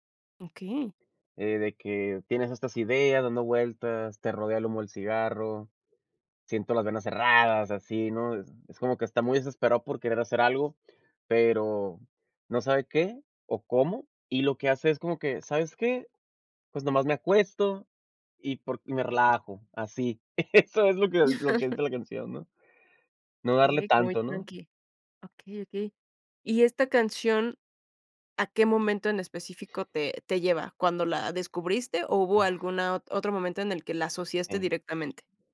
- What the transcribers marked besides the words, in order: chuckle; laugh; other background noise
- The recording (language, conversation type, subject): Spanish, podcast, ¿Qué canción te devuelve a una época concreta de tu vida?